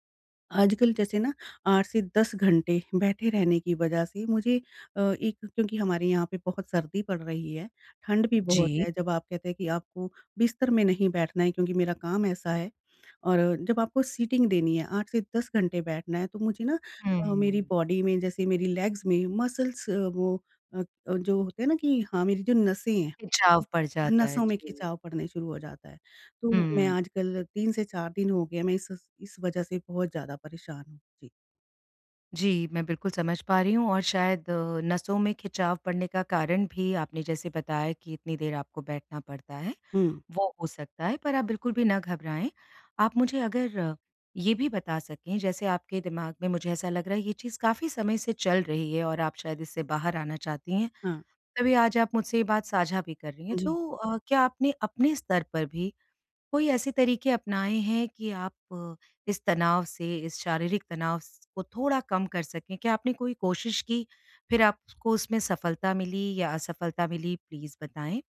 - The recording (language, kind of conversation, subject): Hindi, advice, शारीरिक तनाव कम करने के त्वरित उपाय
- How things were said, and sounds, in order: in English: "सीटिंग"; in English: "बॉडी"; in English: "लेग्स"; in English: "मसल्स"; in English: "प्लीज़"